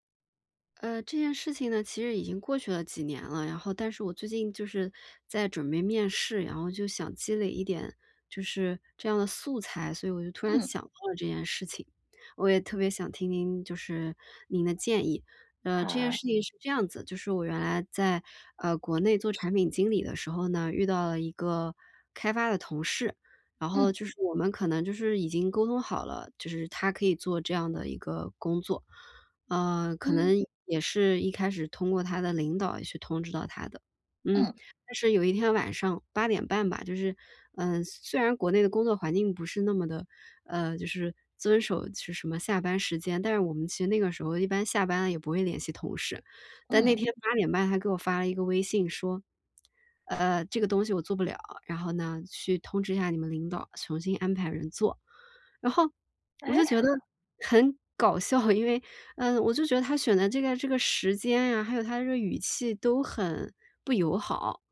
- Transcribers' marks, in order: tapping; chuckle
- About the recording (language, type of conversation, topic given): Chinese, advice, 我該如何處理工作中的衝突與利益衝突？